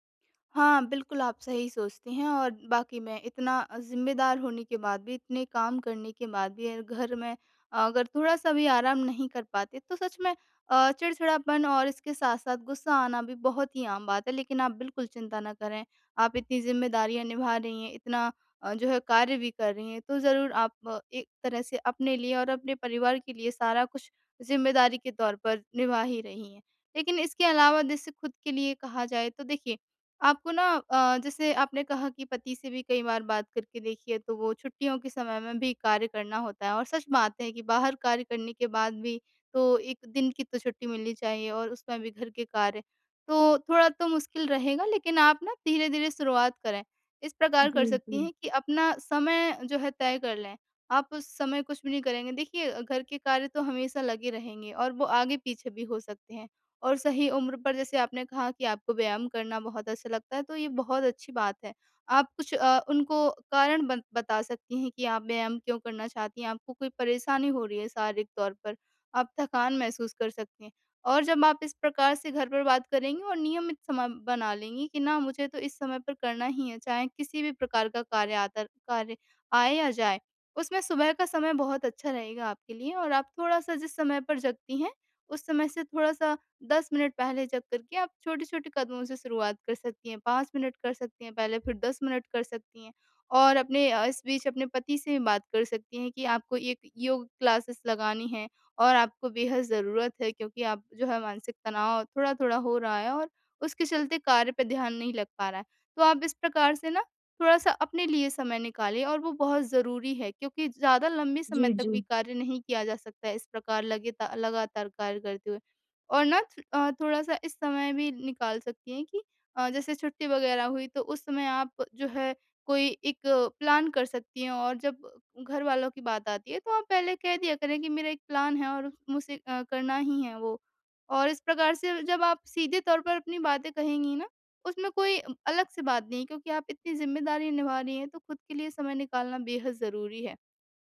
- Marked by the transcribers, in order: in English: "क्लासेस"; in English: "प्लान"; in English: "प्लान"
- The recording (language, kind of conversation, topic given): Hindi, advice, समय की कमी होने पर मैं अपने शौक कैसे जारी रख सकता/सकती हूँ?